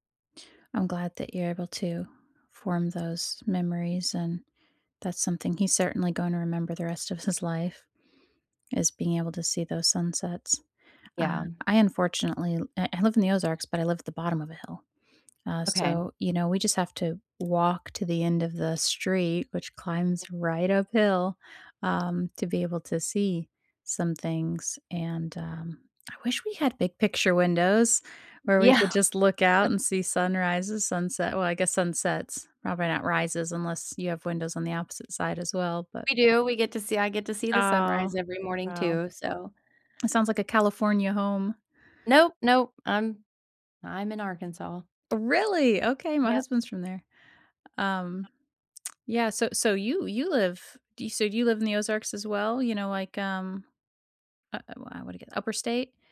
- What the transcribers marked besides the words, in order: other background noise; laughing while speaking: "Yeah"; chuckle; tapping; surprised: "Really?"; background speech
- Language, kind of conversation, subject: English, unstructured, How can I make moments meaningful without overplanning?